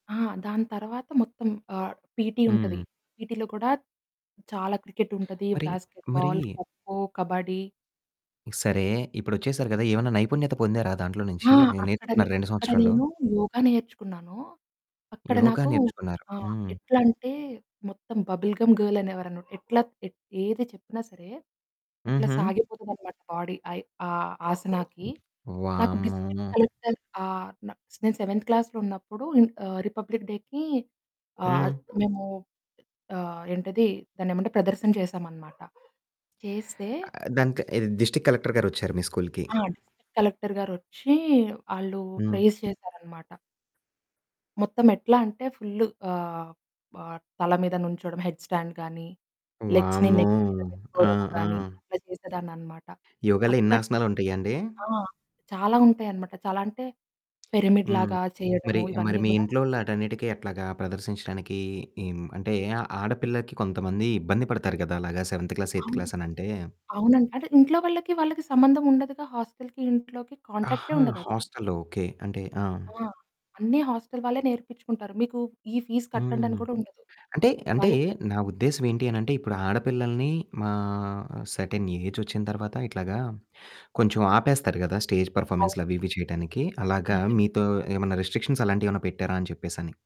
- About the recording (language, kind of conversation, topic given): Telugu, podcast, మీ కుటుంబం మీ గుర్తింపును ఎలా చూస్తుంది?
- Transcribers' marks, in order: in English: "పీటీ"; in English: "పీటీలో"; static; other background noise; in English: "బబుల్ గమ్ గర్ల్"; distorted speech; in English: "బాడీ"; in English: "డిస్ట్రిక్ట్ కలెక్టర్"; in English: "సెవెంత్ క్లాస్‌లో"; in English: "రిపబ్లిక్ డేకి"; in English: "డిస్ట్రిక్ట్ కలెక్టర్"; in English: "డిస్ట్రిక్ట్ కలెక్టర్"; in English: "ప్రైజ్"; in English: "హెడ్స్ స్టాండ్"; in English: "లెగ్స్‌ని నెక్"; in English: "పిరమిడ్"; in English: "సెవెంత్ క్లాస్, ఎయిత్ క్లాస్"; in English: "హోస్టల్‌కి"; in English: "హోస్టల్‌లో"; in English: "హోస్టల్"; in English: "ఫీస్"; in English: "సెర్టైన్ ఏజ్"; in English: "స్టేజ్"; in English: "రిస్ట్రిక్షన్స్"